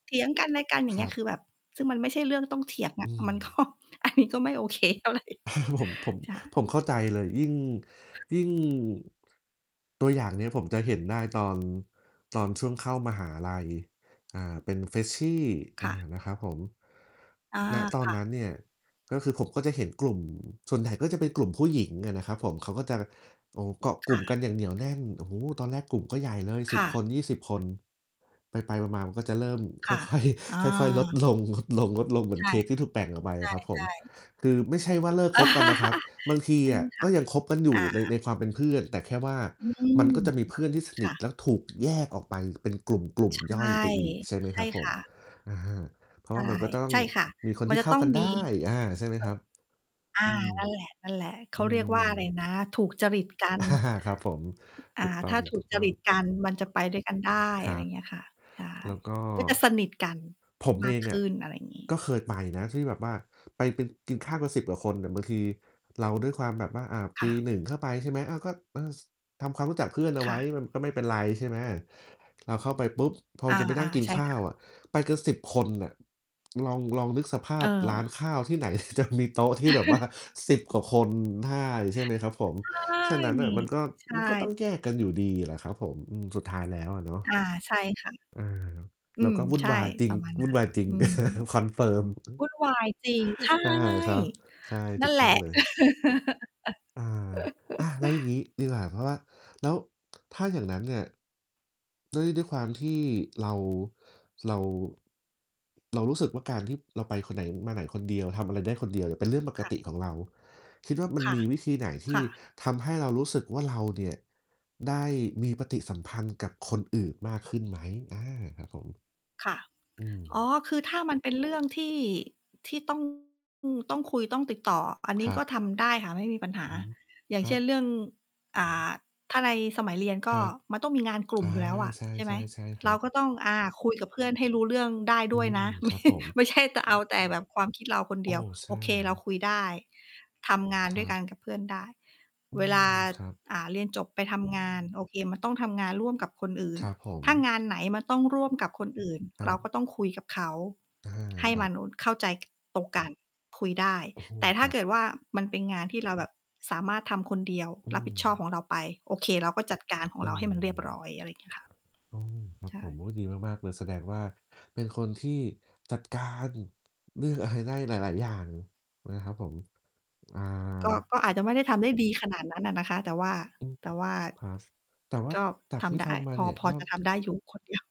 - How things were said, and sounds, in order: static; distorted speech; laughing while speaking: "มันก็ อันนี้ก็ไม่โอเคเท่าไร"; chuckle; other background noise; laughing while speaking: "ค่อย"; laugh; laughing while speaking: "อา"; laughing while speaking: "จะมีโต๊ะที่แบบว่า"; chuckle; drawn out: "ใช่"; chuckle; drawn out: "ใช่"; laugh; tapping; laughing while speaking: "ไม่"; background speech
- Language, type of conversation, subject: Thai, unstructured, ทำไมบางคนถึงรู้สึกเหงาแม้อยู่ท่ามกลางผู้คนมากมาย?